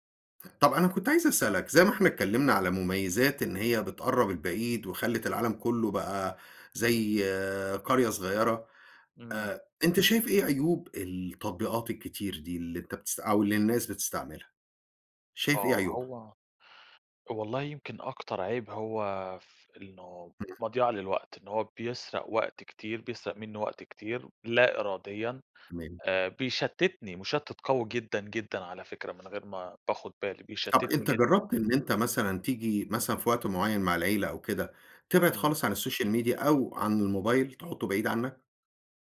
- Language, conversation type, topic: Arabic, podcast, سؤال باللهجة المصرية عن أكتر تطبيق بيُستخدم يوميًا وسبب استخدامه
- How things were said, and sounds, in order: other background noise; in English: "الSocial Media"